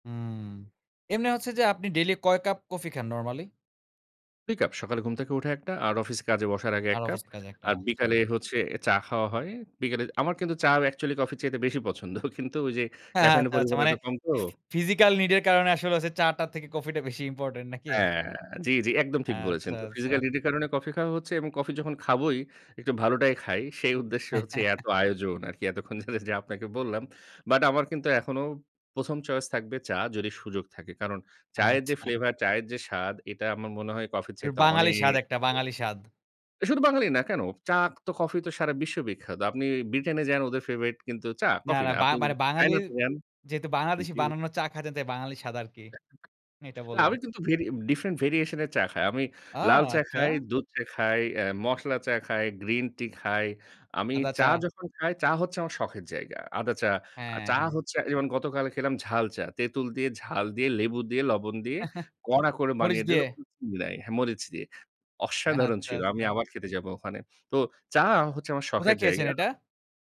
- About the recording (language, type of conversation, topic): Bengali, podcast, বিদেশে দেখা কারো সঙ্গে বসে চা-কফি খাওয়ার স্মৃতি কীভাবে শেয়ার করবেন?
- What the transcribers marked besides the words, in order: scoff; in English: "caffeine"; laughing while speaking: "আচ্ছা, আচ্ছা"; in English: "physical need"; in English: "physical need"; chuckle; laughing while speaking: "এতক্ষণ ধরে যে, আপনাকে বললাম"; scoff; unintelligible speech; unintelligible speech; in English: "different variation"; chuckle; unintelligible speech; laughing while speaking: "আচ্ছা"